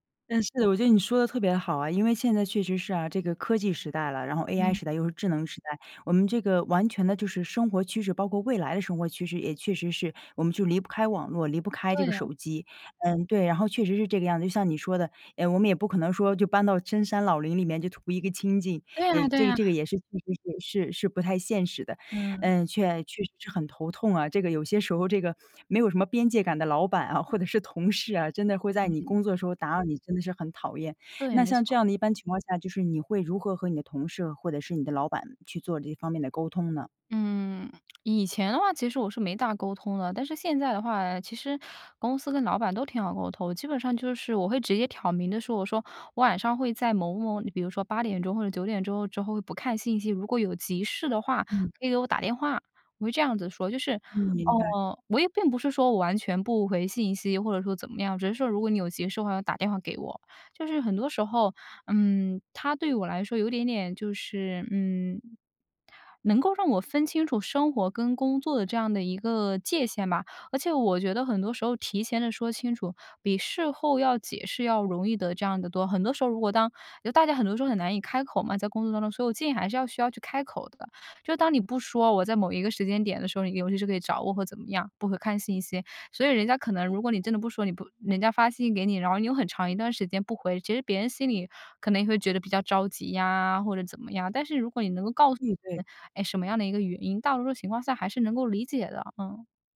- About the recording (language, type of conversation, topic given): Chinese, podcast, 你会安排固定的断网时间吗？
- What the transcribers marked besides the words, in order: other background noise